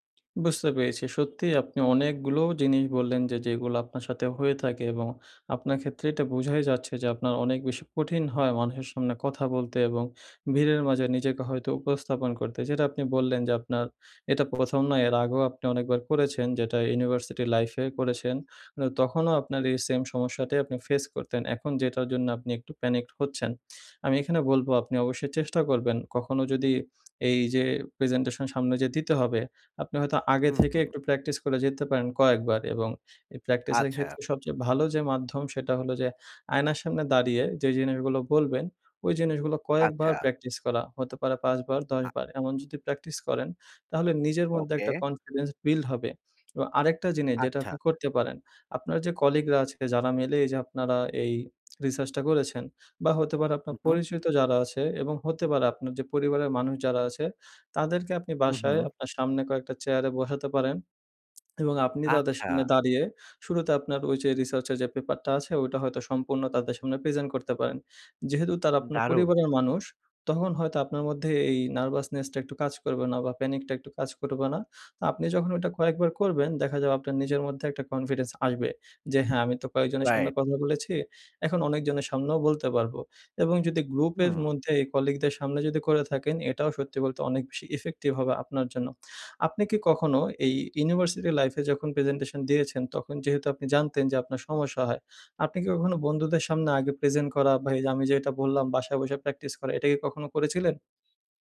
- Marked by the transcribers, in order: in English: "প্যানিকড"; lip smack; other noise; in English: "কনফিডেন্স বিল্ড"; lip smack; lip smack; lip smack; in English: "নার্ভাসনেস"; in English: "প্যানিক"
- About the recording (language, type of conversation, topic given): Bengali, advice, ভিড় বা মানুষের সামনে কথা বলার সময় কেন আমার প্যানিক হয় এবং আমি নিজেকে নিয়ন্ত্রণ করতে পারি না?